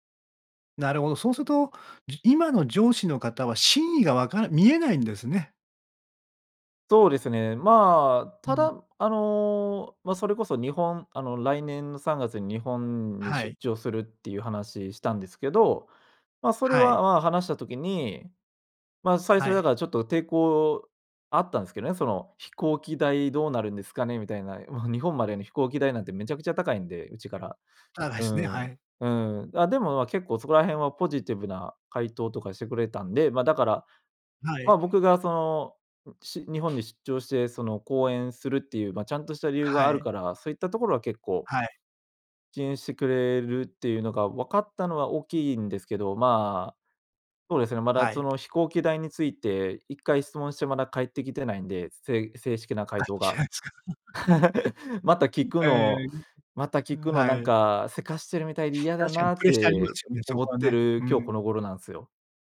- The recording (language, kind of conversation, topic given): Japanese, advice, 上司や同僚に自分の意見を伝えるのが怖いのはなぜですか？
- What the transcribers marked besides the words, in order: other background noise; chuckle; other noise; laugh; chuckle